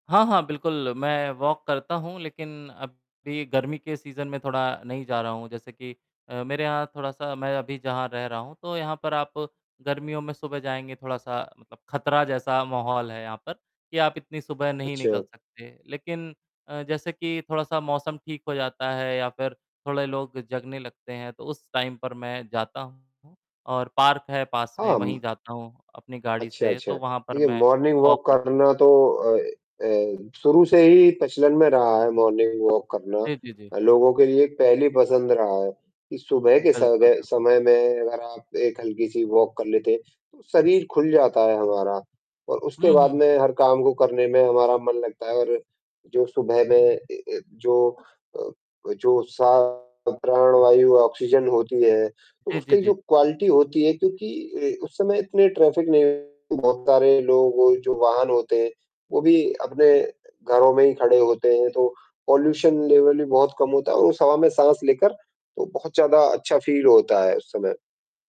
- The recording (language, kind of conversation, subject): Hindi, unstructured, आपका दिन सुबह से कैसे शुरू होता है?
- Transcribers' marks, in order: static; in English: "वॉक"; in English: "सीज़न"; in English: "टाइम"; distorted speech; tapping; in English: "वॉक"; in English: "मॉर्निंग वॉक"; in English: "मॉर्निंग वॉक"; in English: "वॉक"; other background noise; in English: "क्वालिटी"; in English: "ट्रैफिक"; in English: "पॉल्यूशन लेवल"; in English: "फ़ील"